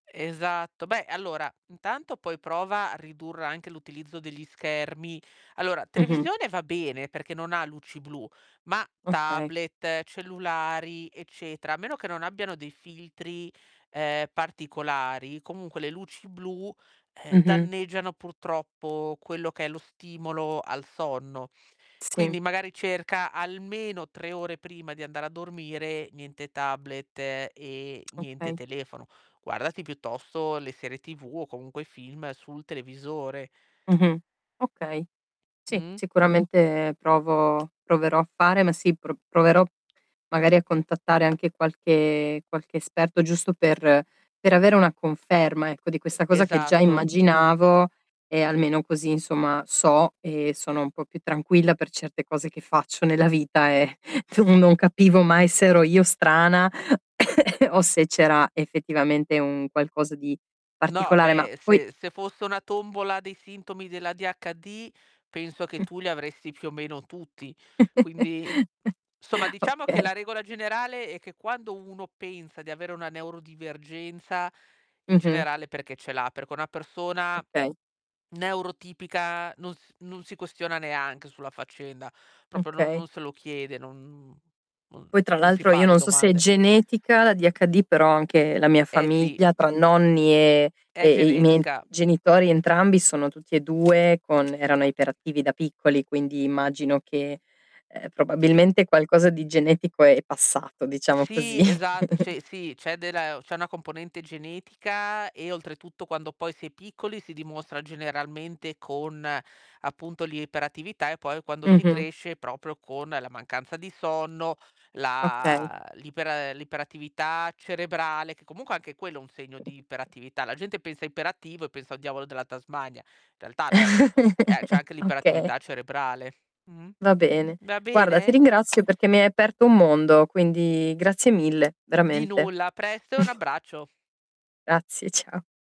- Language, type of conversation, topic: Italian, advice, Come posso calmare i pensieri e l’ansia la sera?
- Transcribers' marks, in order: distorted speech; tapping; laughing while speaking: "tu"; cough; chuckle; laughing while speaking: "Okay"; "insomma" said as "nsomma"; "proprio" said as "propio"; other background noise; "cioè" said as "ceh"; laughing while speaking: "così"; chuckle; chuckle; laughing while speaking: "Okay"; chuckle; laughing while speaking: "ciao"